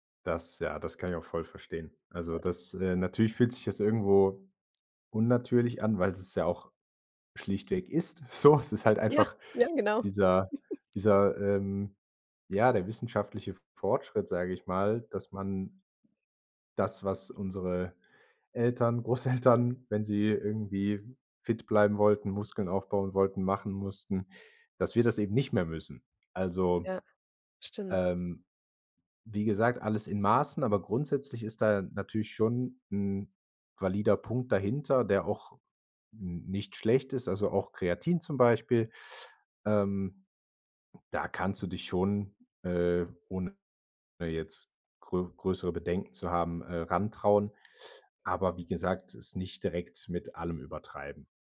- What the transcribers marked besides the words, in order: other background noise; laughing while speaking: "so"; chuckle; laughing while speaking: "Großeltern"
- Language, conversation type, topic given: German, advice, Wie gehst du mit deiner Verunsicherung durch widersprüchliche Ernährungstipps in den Medien um?